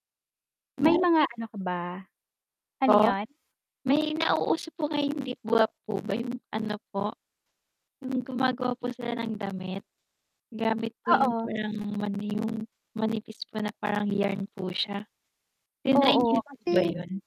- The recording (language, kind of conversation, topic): Filipino, unstructured, Ano ang mga pinakanakagugulat na bagay na natuklasan mo sa iyong libangan?
- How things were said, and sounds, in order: static; unintelligible speech; distorted speech